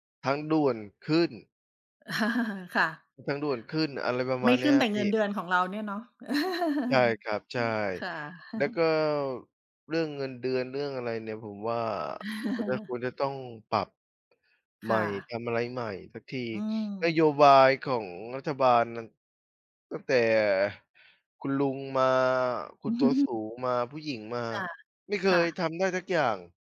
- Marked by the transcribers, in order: chuckle; chuckle; other noise; chuckle; other background noise; chuckle; chuckle
- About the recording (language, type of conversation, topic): Thai, unstructured, คุณคิดอย่างไรกับข่าวการทุจริตในรัฐบาลตอนนี้?